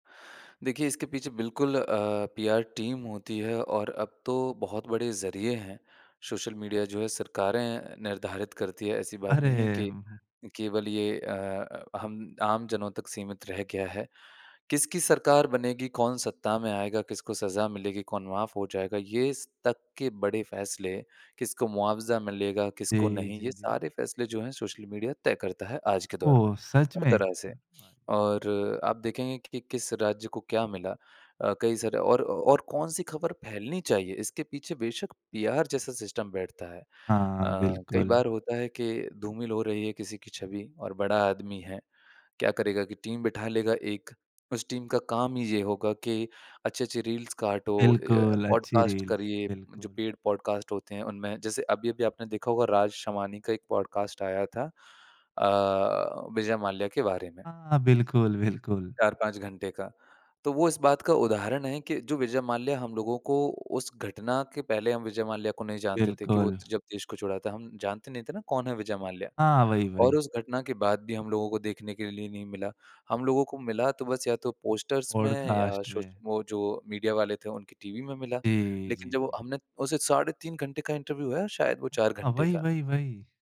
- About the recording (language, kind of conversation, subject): Hindi, podcast, सोशल मीडिया पर कहानियाँ कैसे फैलती हैं?
- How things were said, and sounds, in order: in English: "टीम"; tapping; in English: "सिस्टम"; in English: "टीम"; in English: "टीम"; in English: "पेड"; laughing while speaking: "बिल्कुल"; in English: "पोस्टर्स"; in English: "मीडिया"; in English: "इंटरव्यू"